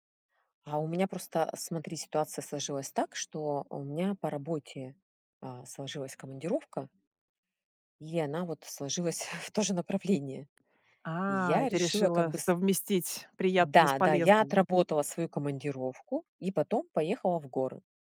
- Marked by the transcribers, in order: laughing while speaking: "в то же"; tapping
- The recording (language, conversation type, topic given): Russian, podcast, Как прошло твоё первое самостоятельное путешествие?